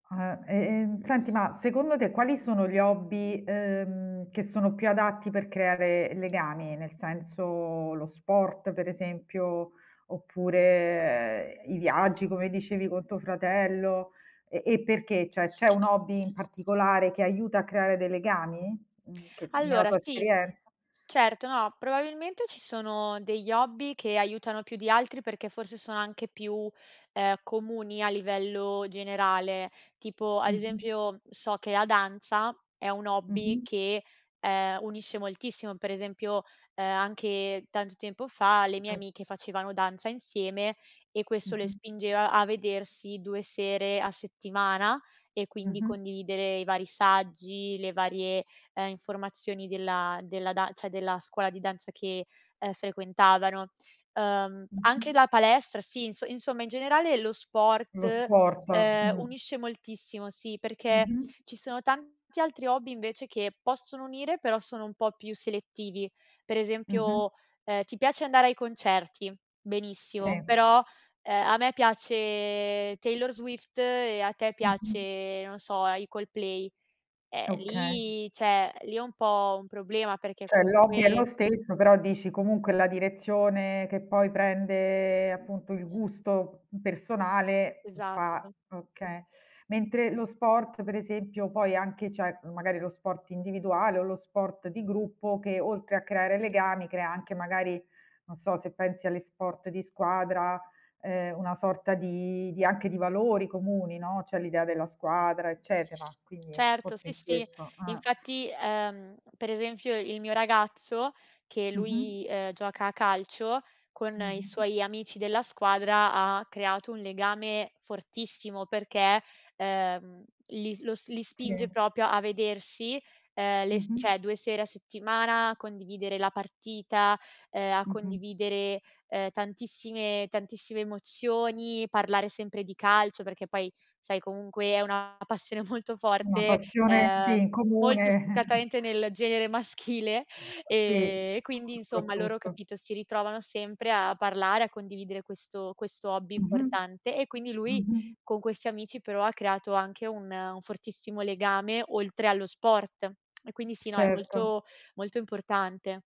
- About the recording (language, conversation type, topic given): Italian, podcast, Che importanza ha condividere un hobby con amici o familiari?
- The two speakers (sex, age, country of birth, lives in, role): female, 25-29, Italy, Italy, guest; female, 45-49, Italy, Italy, host
- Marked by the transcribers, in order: tapping; "Cioè" said as "ceh"; other background noise; unintelligible speech; "cioè" said as "ceh"; drawn out: "piace"; "cioè" said as "ceh"; "Cioè" said as "ceh"; "cioè" said as "ceh"; chuckle